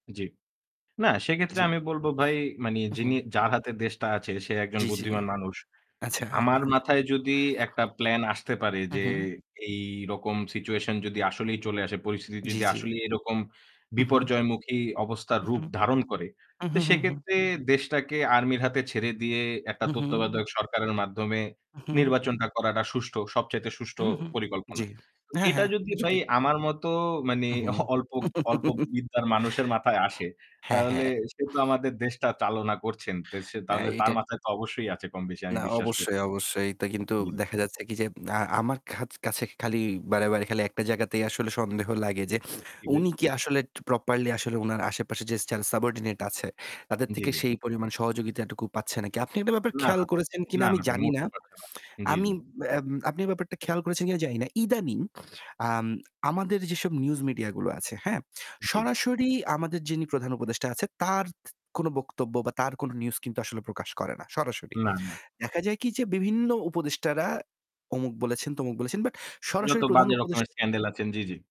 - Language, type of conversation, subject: Bengali, unstructured, আপনার মতে ভোট দেওয়া কতটা গুরুত্বপূর্ণ?
- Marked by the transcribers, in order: static; "আছে" said as "আচে"; chuckle; unintelligible speech; scoff; chuckle; distorted speech